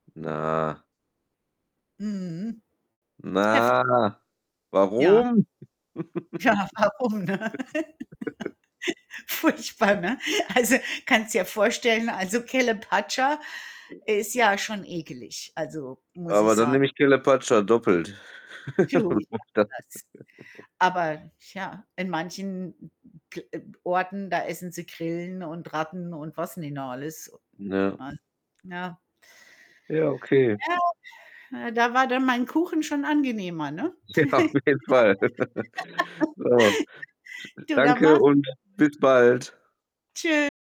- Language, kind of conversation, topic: German, unstructured, Was war dein überraschendstes Erlebnis, als du ein neues Gericht probiert hast?
- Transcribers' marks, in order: static; distorted speech; drawn out: "Na"; laughing while speaking: "Ja, warum, ne? Furchtbar, ne? Also, kannst dir vorstellen, also Calapacha"; laugh; chuckle; other background noise; unintelligible speech; unintelligible speech; chuckle; unintelligible speech; laugh; unintelligible speech; unintelligible speech; laughing while speaking: "Ja, auf jeden Fall"; laugh